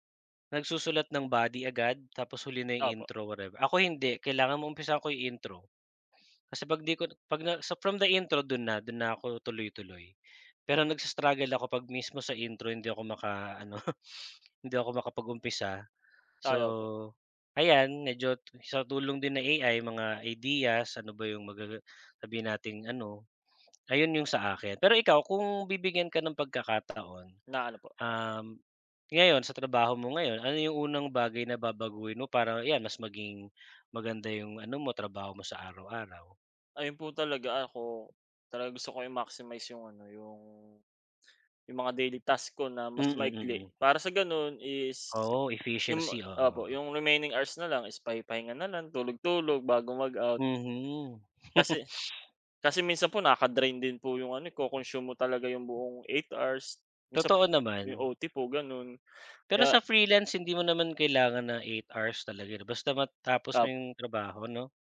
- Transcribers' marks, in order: laughing while speaking: "maka-ano"; laugh
- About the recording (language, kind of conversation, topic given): Filipino, unstructured, Ano ang mga bagay na gusto mong baguhin sa iyong trabaho?